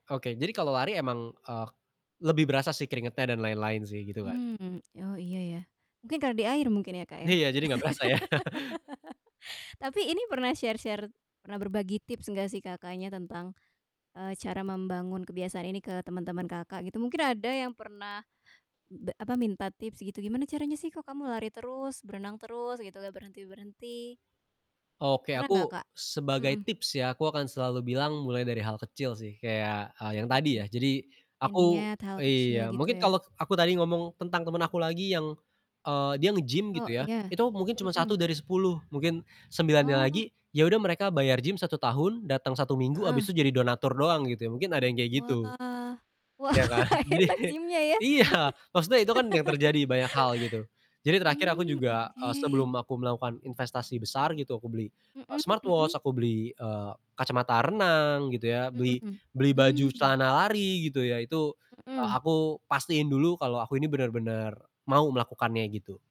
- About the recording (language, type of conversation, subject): Indonesian, podcast, Bagaimana kamu memulai kebiasaan baru agar bisa bertahan lama?
- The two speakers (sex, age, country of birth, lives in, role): female, 25-29, Indonesia, Indonesia, host; male, 20-24, Indonesia, Indonesia, guest
- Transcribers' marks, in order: distorted speech; laughing while speaking: "Iya"; laugh; laughing while speaking: "berasa"; chuckle; in English: "share-share"; laughing while speaking: "Wah, enak gym-nya ya"; static; laughing while speaking: "jadi kayak"; laugh; in English: "smartwatch"